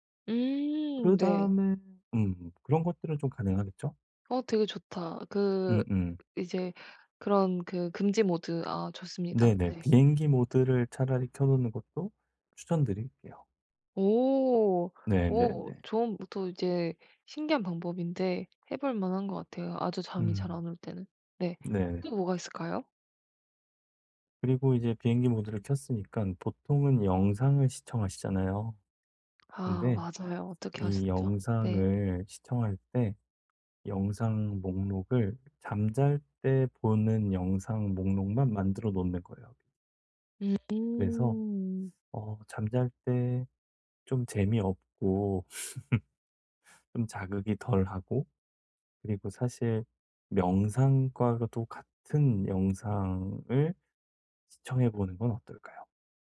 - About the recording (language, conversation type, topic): Korean, advice, 자기 전에 스마트폰 사용을 줄여 더 빨리 잠들려면 어떻게 시작하면 좋을까요?
- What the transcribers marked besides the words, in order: other background noise; tapping; laugh